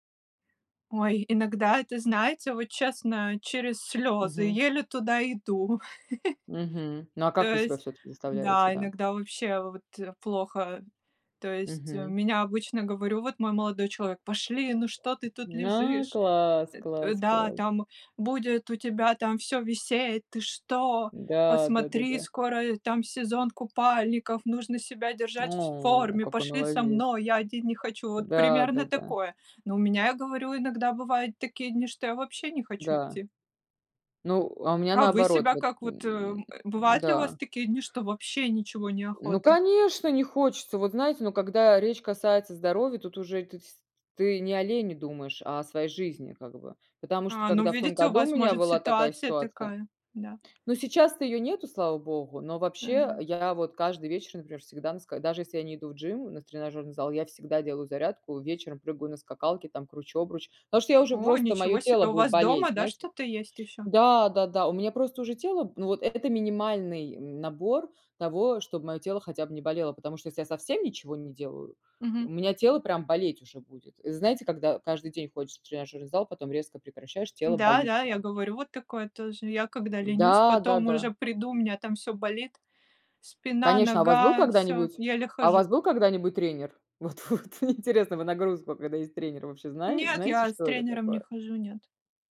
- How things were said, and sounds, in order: other background noise; background speech; chuckle; put-on voice: "Пошли, ну что ты тут … один не хочу"; grunt; tapping; grunt; in English: "gym"; laughing while speaking: "Вот-вот, мне интересно, вы нагрузку, когда есть тренер вообще"
- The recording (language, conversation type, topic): Russian, unstructured, Как спорт влияет на наше настроение и общее самочувствие?